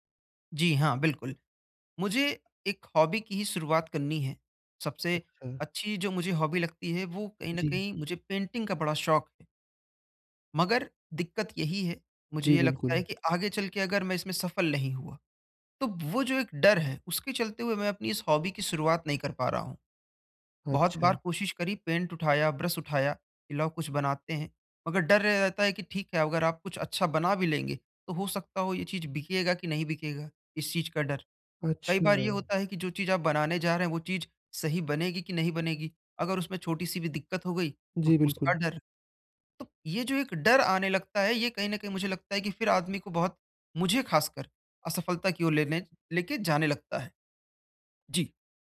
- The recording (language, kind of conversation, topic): Hindi, advice, नई हॉबी शुरू करते समय असफलता के डर और जोखिम न लेने से कैसे निपटूँ?
- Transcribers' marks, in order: in English: "हॉबी"; in English: "हॉबी"; in English: "पेंटिंग"; in English: "हॉबी"; in English: "पेंट"